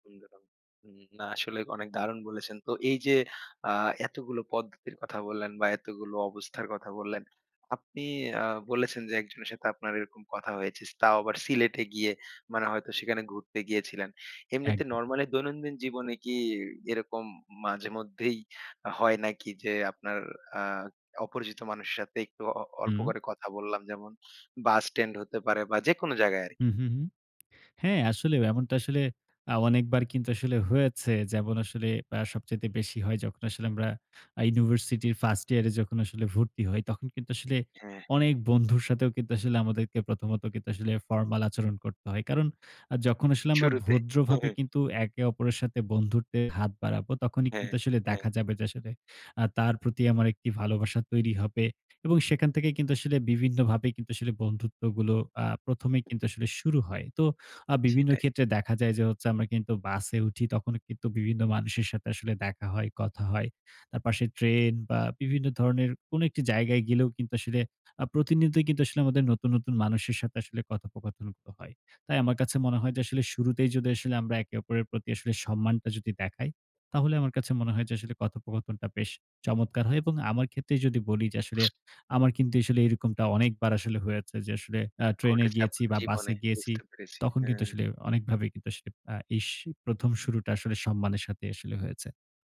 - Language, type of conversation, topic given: Bengali, podcast, আপনি নতুন মানুষের সঙ্গে প্রথমে কীভাবে কথা শুরু করেন?
- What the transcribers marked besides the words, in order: unintelligible speech; tapping; snort; "প্রতিনিয়ত" said as "প্রতিনিতি"; other background noise